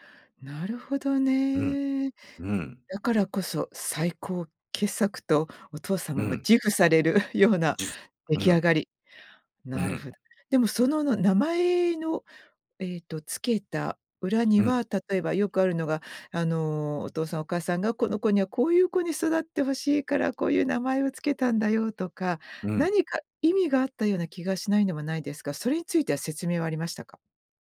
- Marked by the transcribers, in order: other background noise
- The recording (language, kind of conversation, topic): Japanese, podcast, 名前や苗字にまつわる話を教えてくれますか？